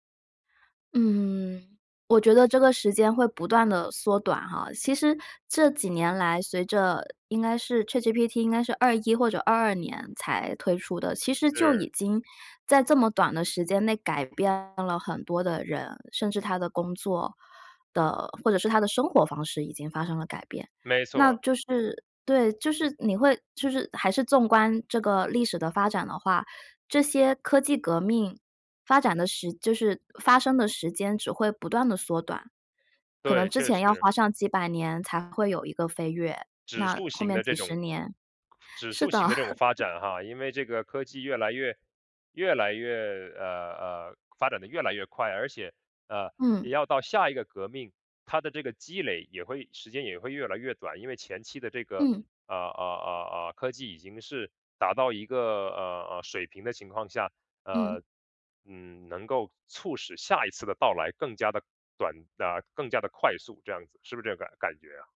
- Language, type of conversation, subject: Chinese, podcast, 未来的工作会被自动化取代吗？
- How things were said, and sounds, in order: chuckle